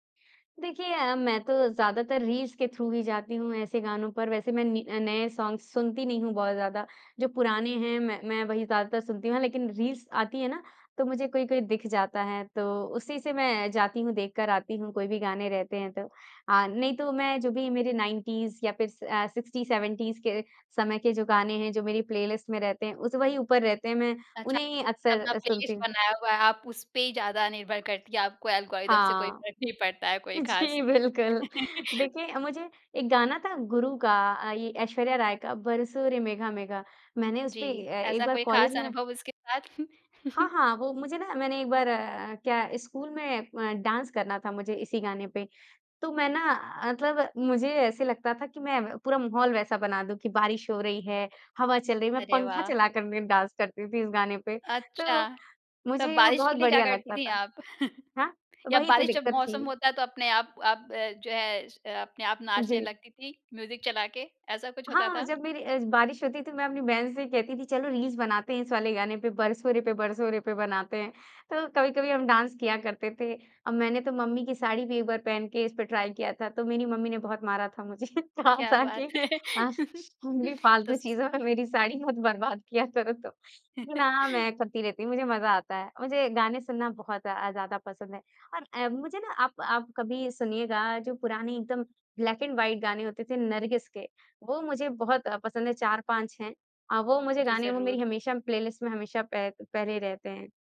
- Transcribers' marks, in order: in English: "रील्स"; in English: "थ्रू"; in English: "सॉन्ग्स"; in English: "रील्स"; in English: "नाइनटीज़"; in English: "सिक्स्टी सेवेंटीज़"; in English: "प्लेलिस्ट"; in English: "एल्गोरिथम"; laughing while speaking: "जी बिल्कुल"; chuckle; chuckle; in English: "डांस"; in English: "डांस"; chuckle; other background noise; in English: "म्यूज़िक"; in English: "रील्स"; in English: "डांस"; in English: "ट्राई"; laughing while speaking: "है!"; laughing while speaking: "कहा था कि"; laugh; laughing while speaking: "मेरी साड़ी मत बर्बाद किया करो तुम"; chuckle; in English: "ब्लैक एंड व्हाइट"
- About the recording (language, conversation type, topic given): Hindi, podcast, आपके लिए संगीत सुनने का क्या मतलब है?